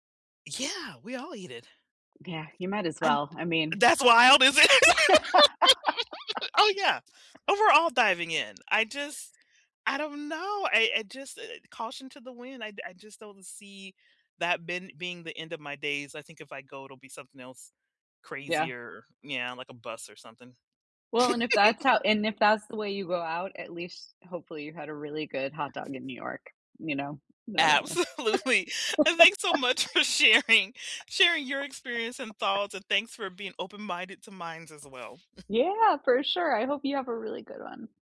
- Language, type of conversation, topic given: English, unstructured, How do you decide when to try unfamiliar street food versus sticking to safe options?
- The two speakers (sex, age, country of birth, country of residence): female, 45-49, United States, United States; female, 45-49, United States, United States
- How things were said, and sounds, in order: tapping; laughing while speaking: "is it?"; laugh; laugh; other background noise; giggle; laughing while speaking: "Absolutely, and thanks so much for sharing"; laugh; chuckle